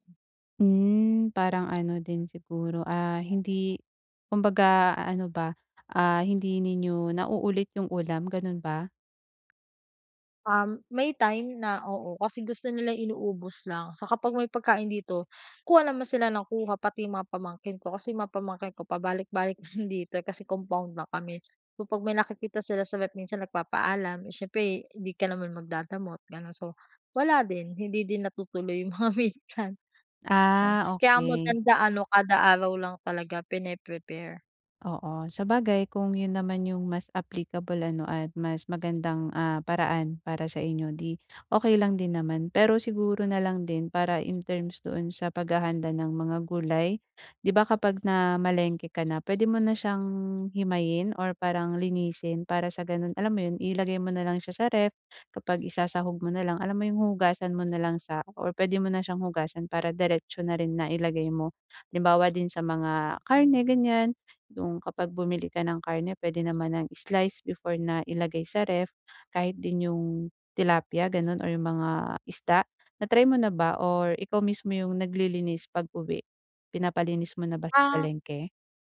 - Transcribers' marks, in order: laughing while speaking: "'yung mga meal plan"; other background noise; tapping
- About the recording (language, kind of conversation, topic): Filipino, advice, Paano ako makakaplano ng masustansiya at abot-kayang pagkain araw-araw?